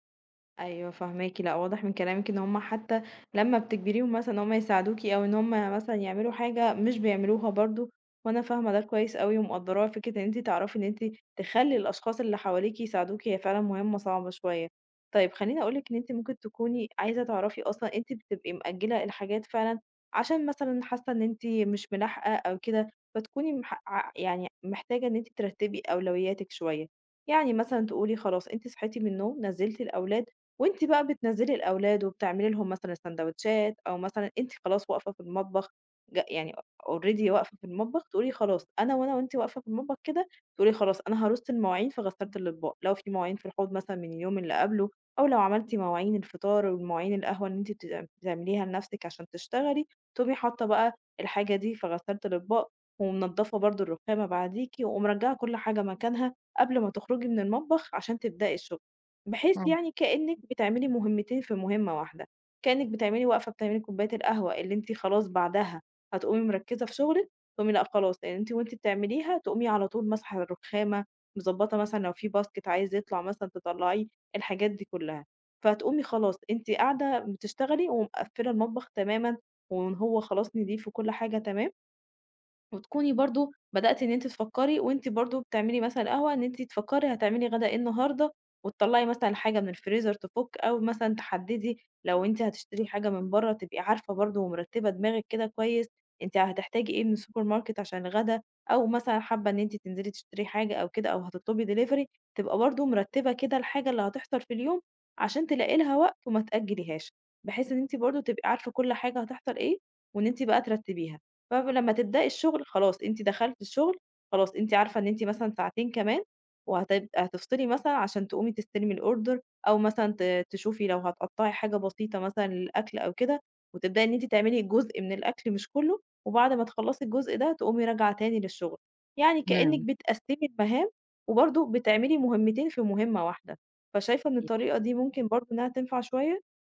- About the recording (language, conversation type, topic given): Arabic, advice, إزاي بتأجّل المهام المهمة لآخر لحظة بشكل متكرر؟
- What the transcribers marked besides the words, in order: other background noise; in English: "already"; in English: "basket"; tapping; in English: "السوبر ماركت"; in English: "دليفري"; in English: "الorder"